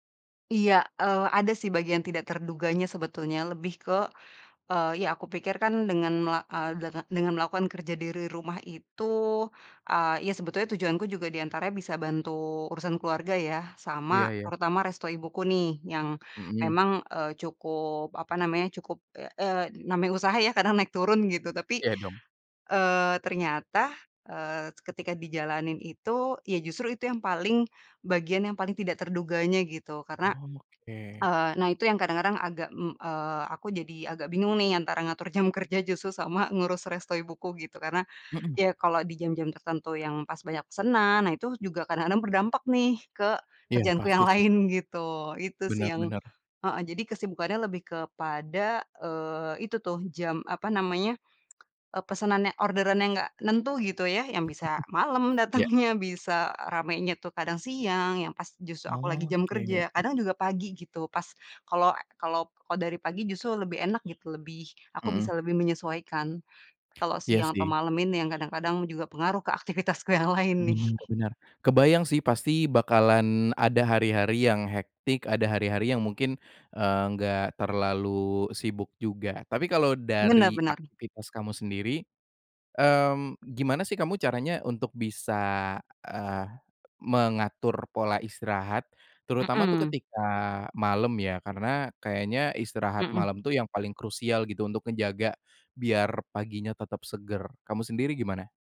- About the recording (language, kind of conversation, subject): Indonesian, podcast, Apa rutinitas malam yang membantu kamu bangun pagi dengan segar?
- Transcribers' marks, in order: "dari" said as "dere"; laughing while speaking: "kerja, justru"; chuckle; laughing while speaking: "aktivitasku yang lain, nih"; in English: "hectic"